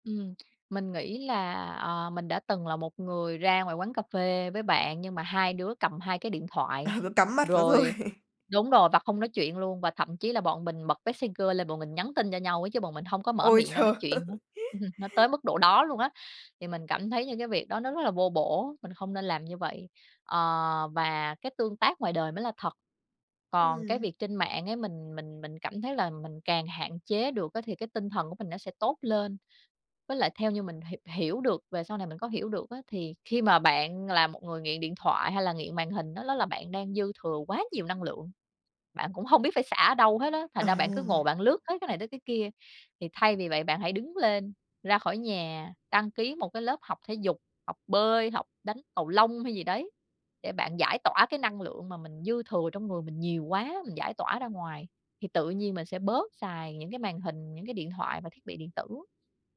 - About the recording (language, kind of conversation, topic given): Vietnamese, podcast, Bạn cân bằng thời gian dùng màn hình và cuộc sống thực như thế nào?
- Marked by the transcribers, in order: tapping; laughing while speaking: "Ờ"; laughing while speaking: "thôi"; laughing while speaking: "trời!"; chuckle